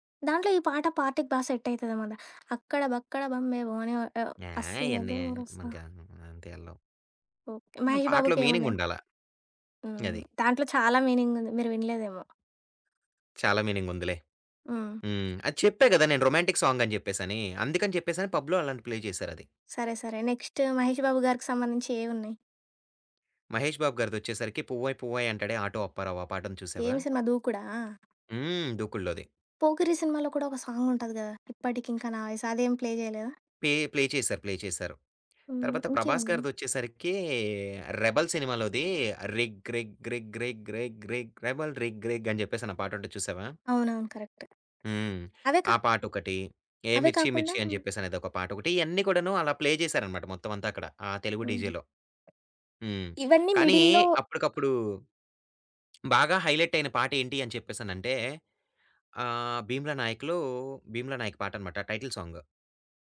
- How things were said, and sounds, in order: in English: "పార్టీకి"; in English: "సెట్"; unintelligible speech; in English: "రొమాంటిక్"; in English: "పబ్‌లో"; in English: "ప్లే"; in English: "నెక్స్ట్"; other background noise; in English: "ప్లే"; in English: "ప్లే"; in English: "ప్లే"; singing: "రిగ్ రిగ్ రిగ్ రిగ్ రిగ్ రిగ్ రెబెల్ రిగ్ రిగ్"; in English: "ప్లే"; in English: "మిడిల్‌లో"; in English: "డీజేలో"; in English: "హైలైట్"
- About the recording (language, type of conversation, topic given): Telugu, podcast, పార్టీకి ప్లేలిస్ట్ సిద్ధం చేయాలంటే మొదట మీరు ఎలాంటి పాటలను ఎంచుకుంటారు?